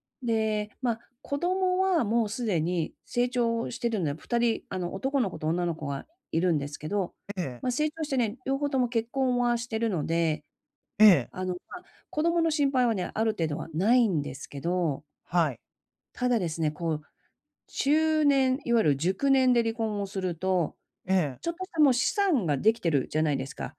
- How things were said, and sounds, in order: none
- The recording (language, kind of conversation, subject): Japanese, advice, 別れで失った自信を、日々の習慣で健康的に取り戻すにはどうすればよいですか？